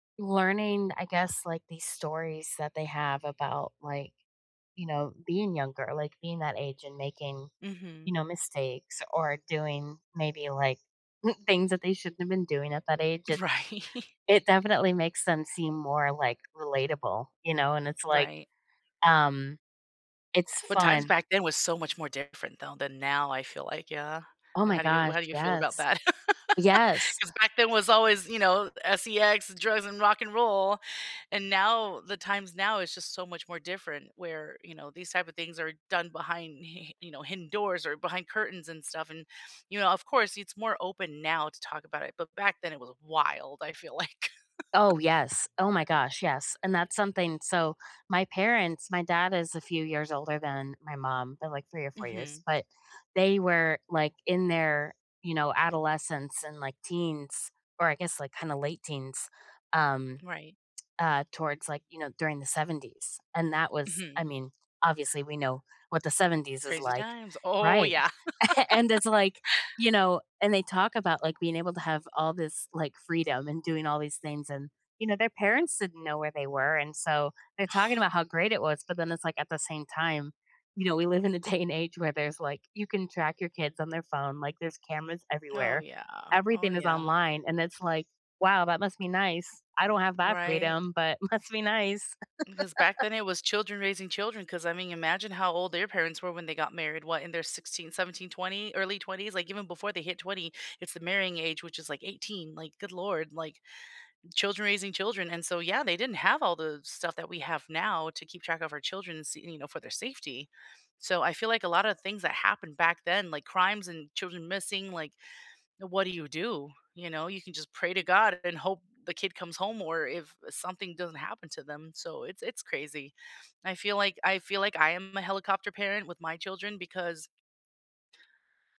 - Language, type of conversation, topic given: English, unstructured, What’s something unexpected you’ve discovered about your parents?
- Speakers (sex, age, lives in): female, 30-34, United States; female, 40-44, United States
- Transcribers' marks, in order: other background noise; chuckle; laughing while speaking: "Right"; background speech; laugh; chuckle; lip smack; chuckle; laughing while speaking: "Oh"; laugh; laughing while speaking: "day"; tapping; laughing while speaking: "must"; laugh